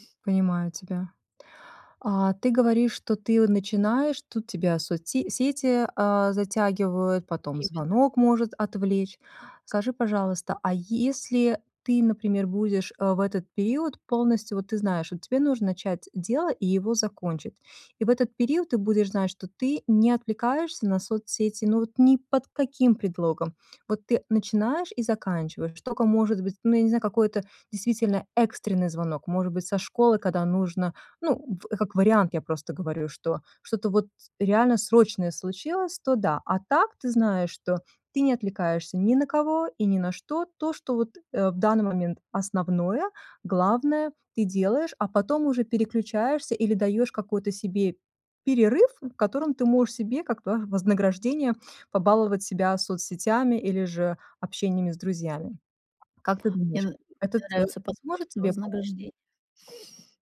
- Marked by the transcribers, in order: none
- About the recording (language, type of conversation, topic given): Russian, advice, Как у вас проявляется привычка часто переключаться между задачами и терять фокус?